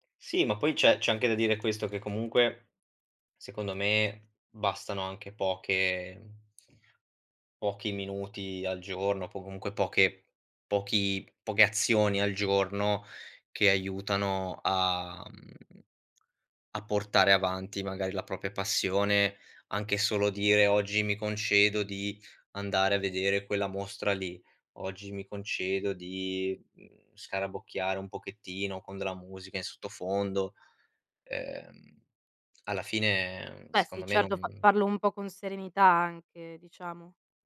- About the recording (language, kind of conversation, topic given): Italian, podcast, Come bilanci divertimento e disciplina nelle tue attività artistiche?
- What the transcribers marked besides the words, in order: other background noise